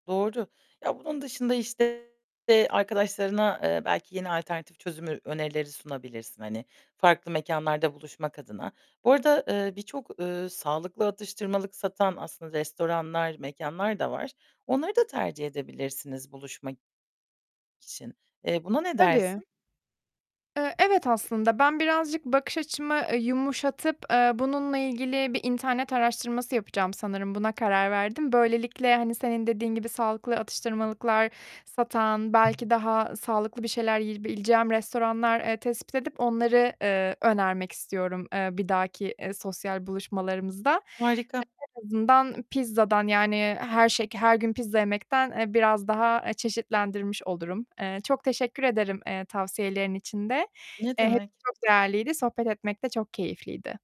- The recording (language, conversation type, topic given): Turkish, advice, Sosyal hayatın yüzünden sağlıklı alışkanlıklarını ihmal ettiğini düşünüyor musun?
- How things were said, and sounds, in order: distorted speech; other background noise; tapping